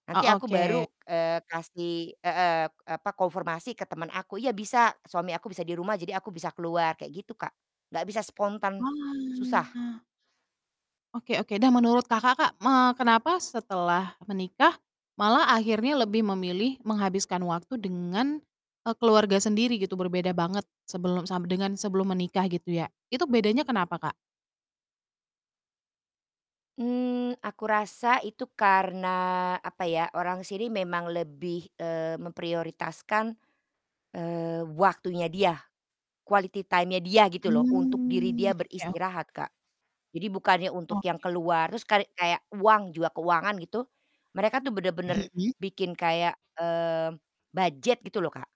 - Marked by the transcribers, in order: "konfirmasi" said as "konformasi"; distorted speech; drawn out: "Wah"; in English: "quality time-nya"; static; drawn out: "Mmm"
- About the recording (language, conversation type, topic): Indonesian, podcast, Bagaimana kamu menjelaskan gaya budaya kepada orang yang belum memahaminya?